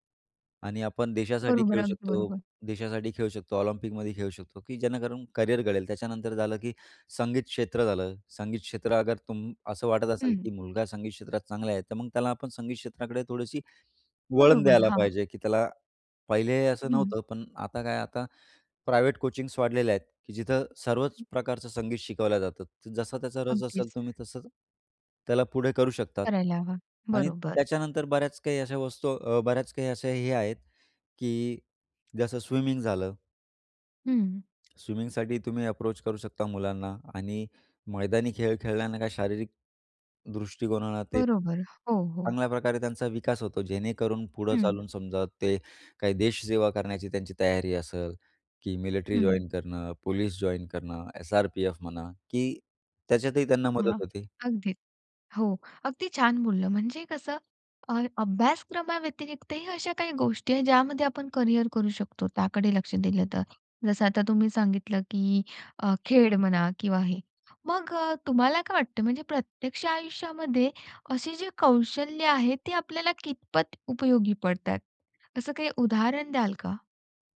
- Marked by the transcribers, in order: in Hindi: "अगर"; in English: "प्रायव्हेट कोचिंग्स"; other noise; in English: "अप्रोच"; in English: "जॉइन"; in English: "जॉइन"
- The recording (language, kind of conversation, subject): Marathi, podcast, शाळेबाहेर कोणत्या गोष्टी शिकायला हव्यात असे तुम्हाला वाटते, आणि का?